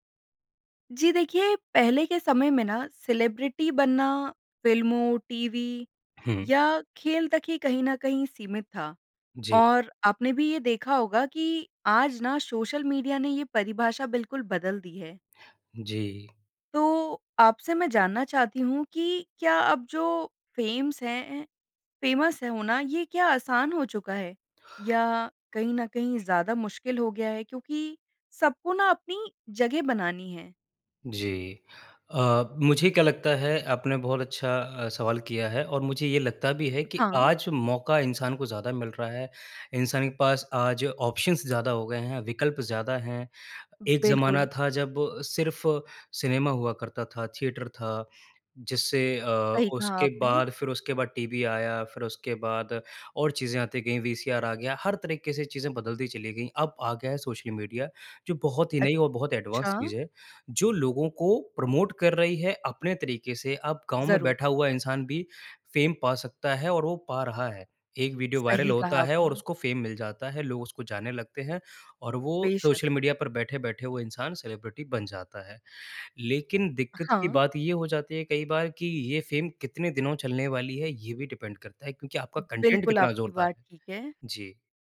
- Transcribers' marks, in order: in English: "सेलिब्रिटी"; in English: "फेमस"; in English: "फ़ेमस"; in English: "ऑप्शन्स"; in English: "सिनेमा"; in English: "वीसीआर"; in English: "एडवांस"; in English: "प्रमोट"; in English: "फ़ेम"; in English: "फ़ेम"; in English: "सेलिब्रिटी"; in English: "फ़ेम"; in English: "डिपेंड"; in English: "कंटेंट"
- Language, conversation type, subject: Hindi, podcast, सोशल मीडिया ने सेलिब्रिटी संस्कृति को कैसे बदला है, आपके विचार क्या हैं?